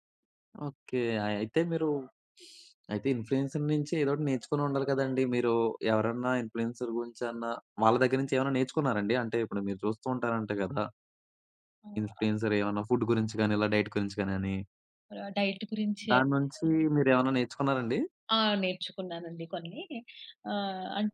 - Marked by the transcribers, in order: sniff; in English: "ఇన్‌ఫ్లూయెన్సర్"; in English: "ఇన్‌ఫ్లూయెన్సర్"; in English: "ఇన్‌ఫ్లూయెన్సర్"; in English: "ఫుడ్"; in English: "డైట్"; in English: "డైట్"
- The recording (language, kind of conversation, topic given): Telugu, podcast, మీరు సోషల్‌మీడియా ఇన్‌ఫ్లూఎన్సర్‌లను ఎందుకు అనుసరిస్తారు?